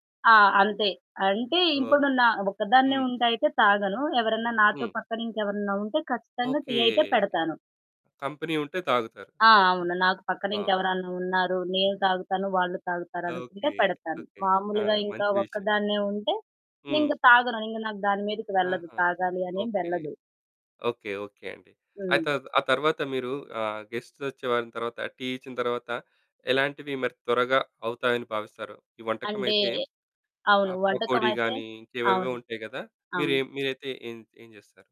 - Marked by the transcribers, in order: static; in English: "కంపెనీ"; giggle; horn; in English: "గెస్ట్స్"
- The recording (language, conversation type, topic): Telugu, podcast, అతిథులకు కొత్త వంటకాలు పరిచయం చేయాలనుకుంటే మీరు ఏ విధానం అనుసరిస్తారు?